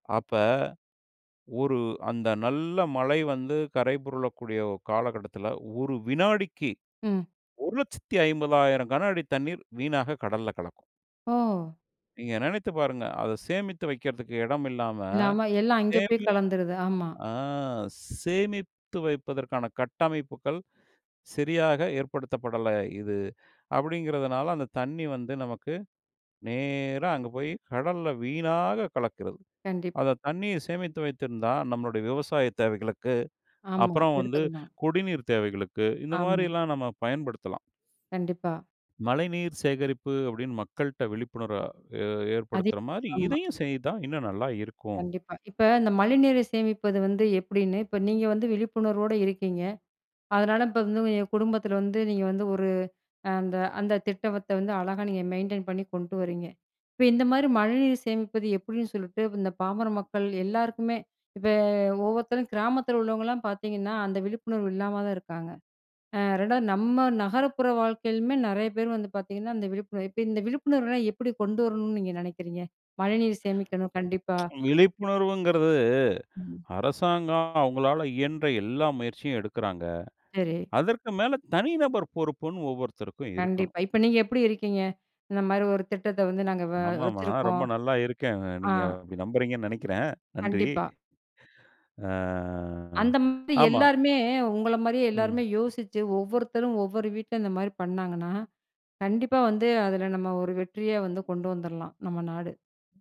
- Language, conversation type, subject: Tamil, podcast, மழைநீரை எளிதாகச் சேமிக்க என்ன செய்ய வேண்டும்?
- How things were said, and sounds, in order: other noise; "திட்டத்த" said as "திட்டவத்த"; in English: "மெயின்டெயின்"; tsk; drawn out: "ஆ"